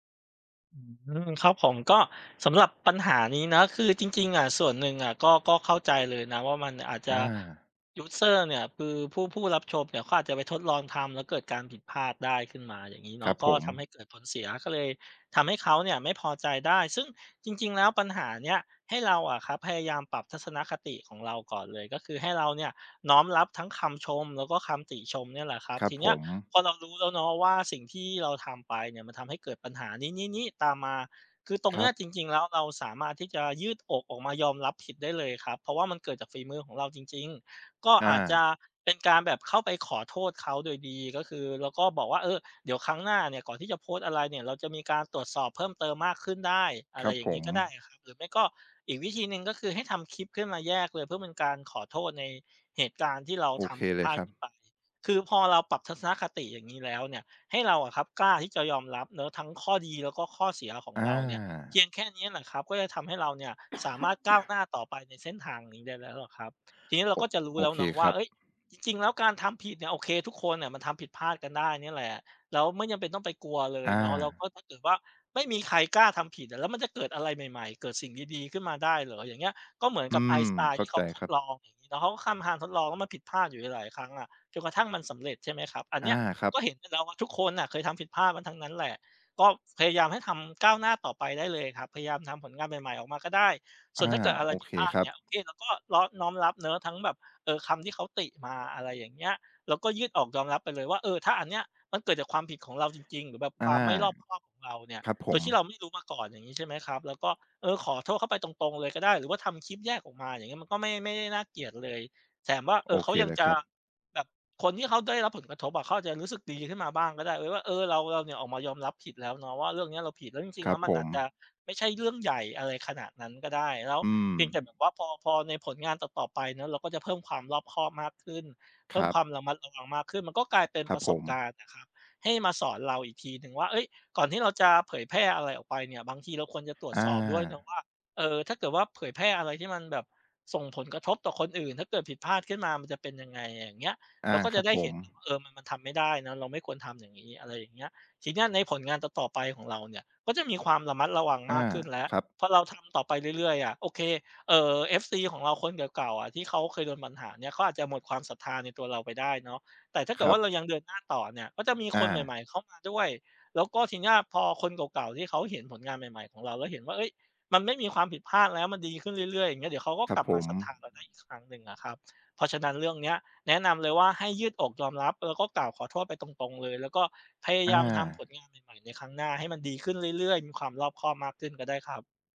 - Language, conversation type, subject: Thai, advice, ฉันกลัวคำวิจารณ์จนไม่กล้าแชร์ผลงานทดลอง ควรทำอย่างไรดี?
- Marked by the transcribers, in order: tapping; other background noise; cough; "ก็ทำการ" said as "คามฮาน"